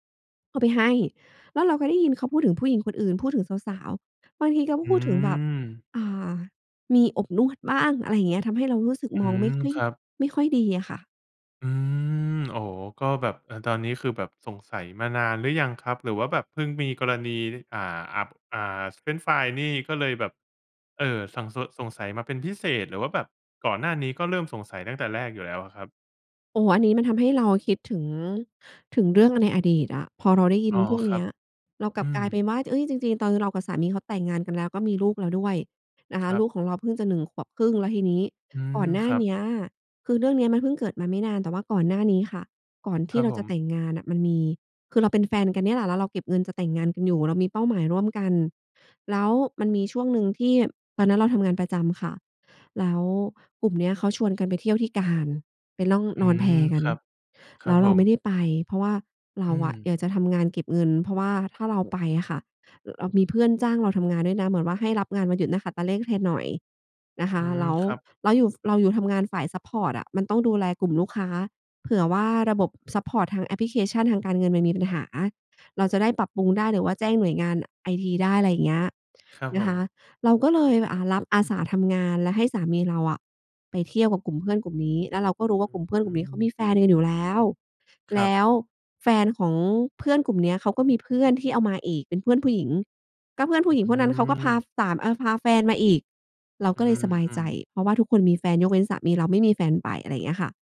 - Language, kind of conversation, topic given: Thai, advice, ฉันสงสัยว่าแฟนกำลังนอกใจฉันอยู่หรือเปล่า?
- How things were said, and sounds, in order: other background noise; "นักขัตฤกษ์" said as "นักขัตเลข"